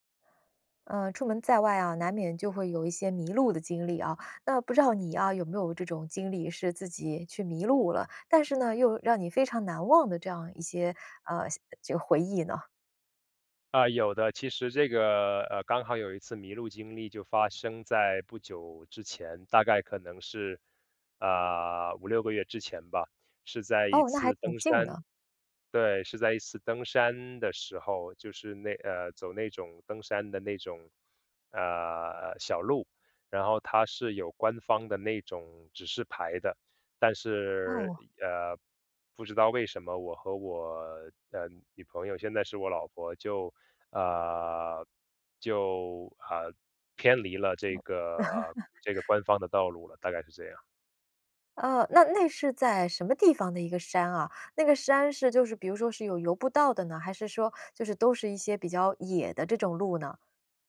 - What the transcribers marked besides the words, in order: other background noise; laugh
- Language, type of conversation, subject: Chinese, podcast, 你最难忘的一次迷路经历是什么？